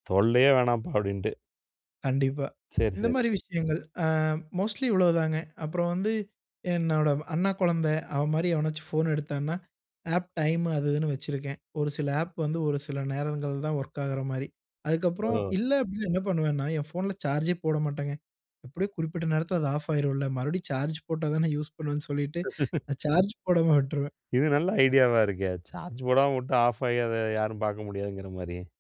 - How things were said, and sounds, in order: in English: "மோஸ்ட்லி"; laugh; laughing while speaking: "நான் சார்ஜ் போடாம விட்டுருவேன்"
- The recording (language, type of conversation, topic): Tamil, podcast, தொலைபேசி பயன்படுத்தும் நேரத்தை குறைக்க நீங்கள் பின்பற்றும் நடைமுறை வழிகள் என்ன?